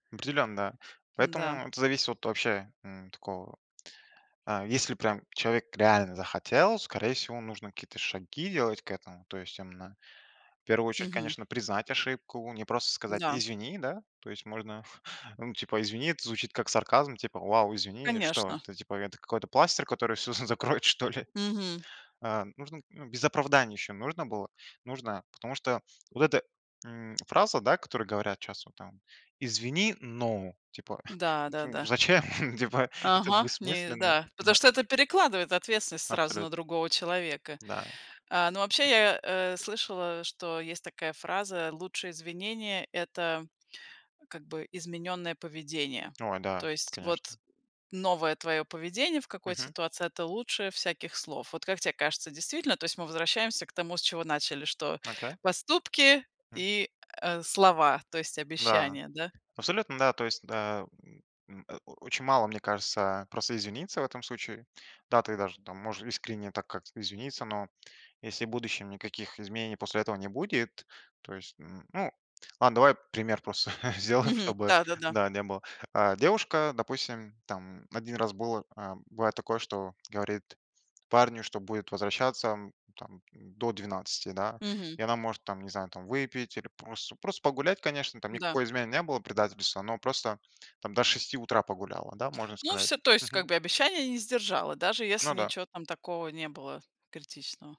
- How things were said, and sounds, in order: chuckle; laughing while speaking: "всё закроет, что ли?"; tapping; laughing while speaking: "Типа, ну зачем, типа, это бессмысленно"; chuckle; laughing while speaking: "сделаем"
- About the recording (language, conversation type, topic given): Russian, podcast, Что важнее для доверия: обещания или поступки?